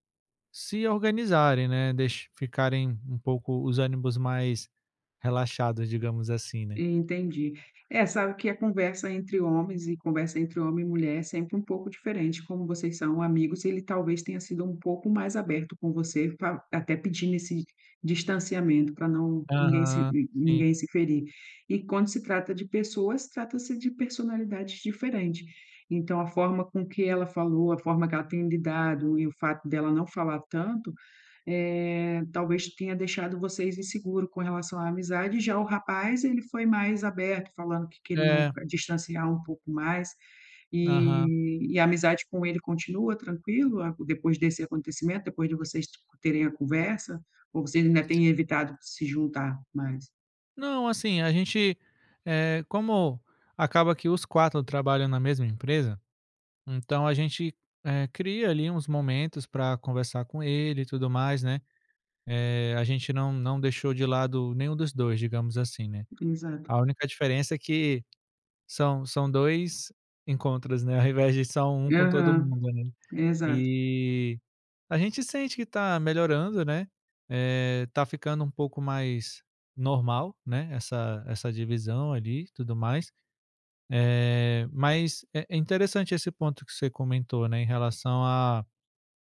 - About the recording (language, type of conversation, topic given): Portuguese, advice, Como resolver desentendimentos com um amigo próximo sem perder a amizade?
- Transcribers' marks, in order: tapping; unintelligible speech; chuckle